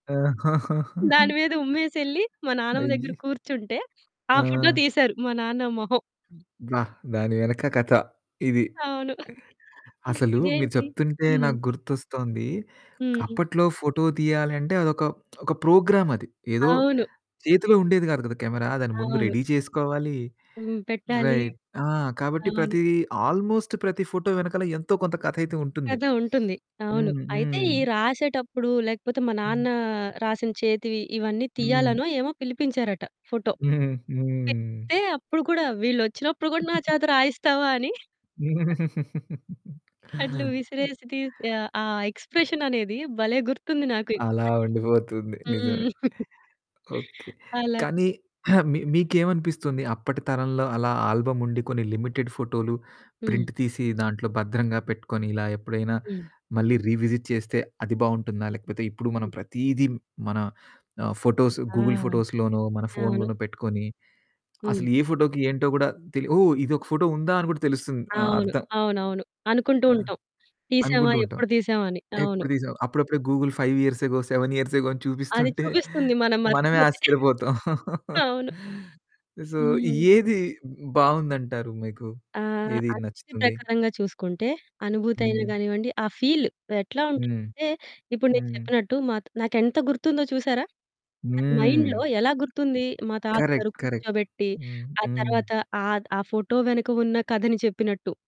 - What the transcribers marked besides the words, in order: chuckle; other background noise; giggle; tapping; in English: "ఫోటో"; in English: "ప్రోగ్రామ్"; in English: "రెడీ"; in English: "రైట్"; in English: "ఆల్మోస్ట్"; in English: "ఫోటో"; in English: "ఫోటో"; giggle; chuckle; cough; giggle; in English: "ఆల్బమ్"; in English: "లిమిటెడ్"; in English: "ప్రింట్"; in English: "రీవిజిట్"; in English: "ఫోటోస్, గూగుల్ ఫోటోస్‌లోనో"; in English: "ఫోటోకి"; in English: "ఫోటో"; in English: "గూగుల్ ఫైవ్ ఇయర్స్ ఎగో, సెవెన్ ఇయర్స్ ఎగో"; chuckle; chuckle; in English: "సో"; in English: "ఫీల్"; in English: "మైండ్‌లో"; in English: "కరెక్ట్. కరెక్ట్"; in English: "ఫోటో"
- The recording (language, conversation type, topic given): Telugu, podcast, పాత ఫొటోలు చూస్తున్నప్పుడు మీ ఇంట్లో ఎలాంటి సంభాషణలు జరుగుతాయి?